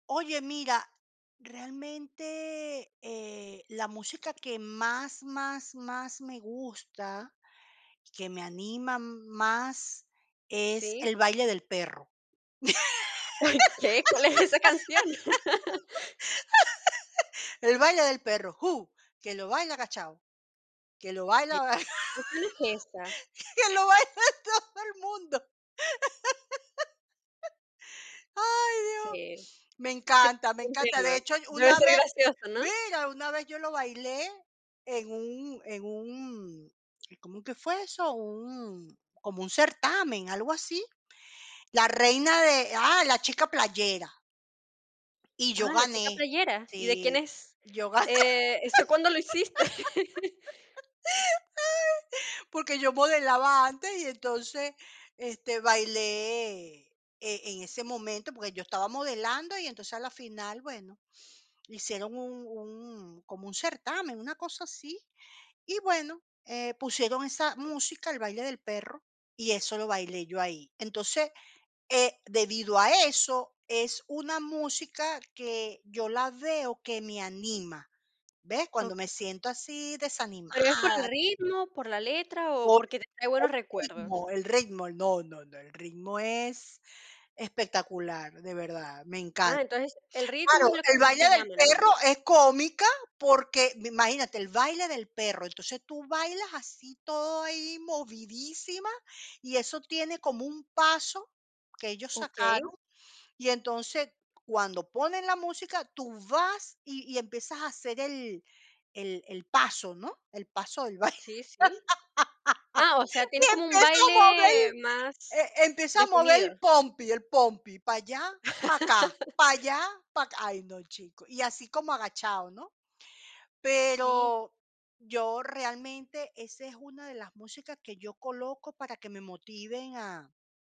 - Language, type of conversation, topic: Spanish, podcast, ¿Qué escuchas cuando necesitas animarte?
- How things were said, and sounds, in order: laugh; singing: "El baile del perro, uh, que lo baila agachado"; chuckle; laughing while speaking: "¿Cuál es esa"; laugh; laughing while speaking: "que lo baila todo el mundo"; laugh; joyful: "Ay, dios. Me encanta, me encanta. De hecho y una vez, ¡mira!"; laugh; laughing while speaking: "¿eso"; laugh; laughing while speaking: "baile"; laugh; joyful: "Y empiezo a mover el … ay, no, chico"; singing: "para allá, para acá, para allá, para acá"; laugh